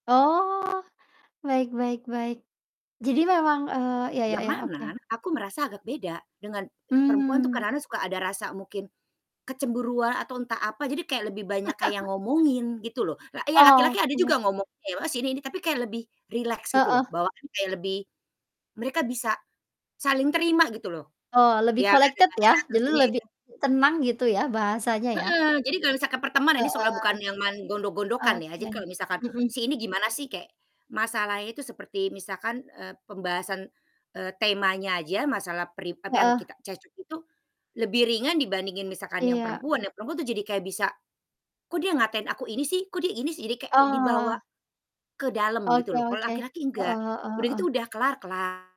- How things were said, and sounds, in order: mechanical hum; other noise; laugh; other background noise; distorted speech; unintelligible speech; static; in English: "collected"
- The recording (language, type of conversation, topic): Indonesian, unstructured, Bagaimana kamu menjaga hubungan tetap baik setelah terjadi konflik?